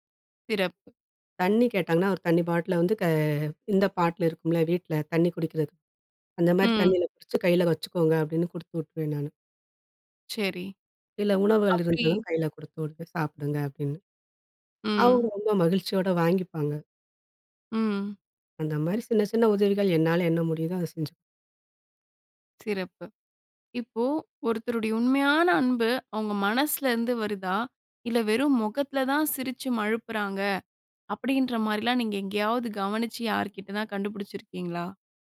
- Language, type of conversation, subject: Tamil, podcast, அன்பை வெளிப்படுத்தும்போது சொற்களையா, செய்கைகளையா—எதையே நீங்கள் அதிகம் நம்புவீர்கள்?
- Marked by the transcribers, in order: other noise; tapping; other background noise